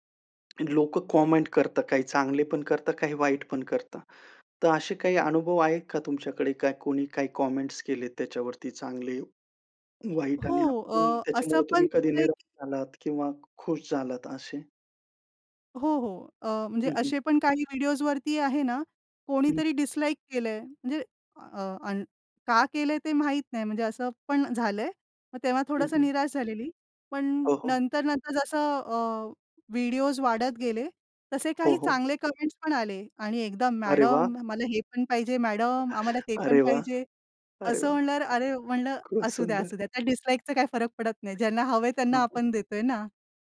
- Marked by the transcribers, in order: other background noise; in English: "कमेंट"; in English: "कमेंट्स"; in English: "डिसलाइक"; in English: "कमेंट्स"; laugh; in English: "डिसलाईकचा"; tapping; unintelligible speech
- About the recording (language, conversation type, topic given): Marathi, podcast, तुमची आवडती सर्जनशील हौस कोणती आहे आणि तिच्याबद्दल थोडं सांगाल का?